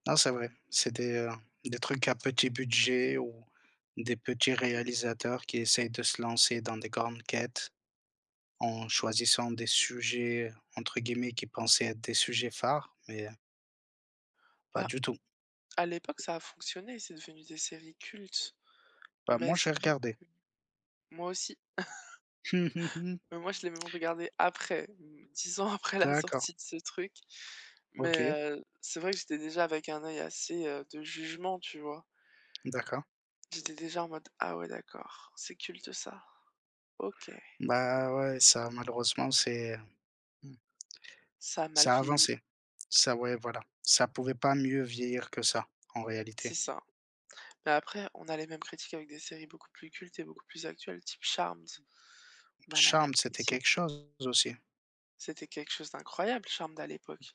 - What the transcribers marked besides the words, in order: tapping; laugh; chuckle; laughing while speaking: "dix ans après la sortie de ce truc"
- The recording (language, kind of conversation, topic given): French, unstructured, Quel rôle les plateformes de streaming jouent-elles dans vos loisirs ?
- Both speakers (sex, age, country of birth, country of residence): female, 25-29, France, France; male, 30-34, France, France